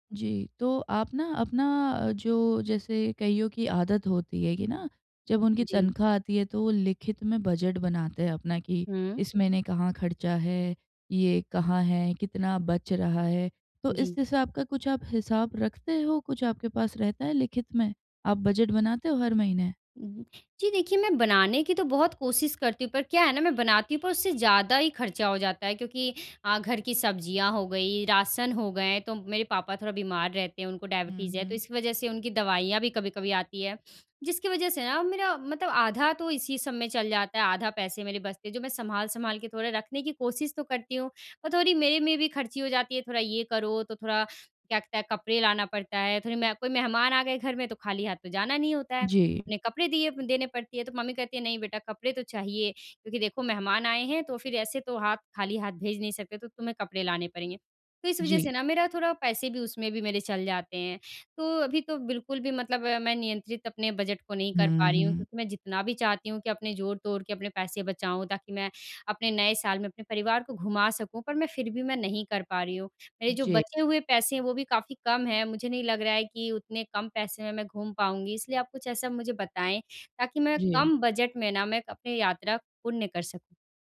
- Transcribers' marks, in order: horn; "पूर्ण" said as "पूर्ण्य"
- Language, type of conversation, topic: Hindi, advice, यात्रा के लिए बजट कैसे बनाएं और खर्चों को नियंत्रित कैसे करें?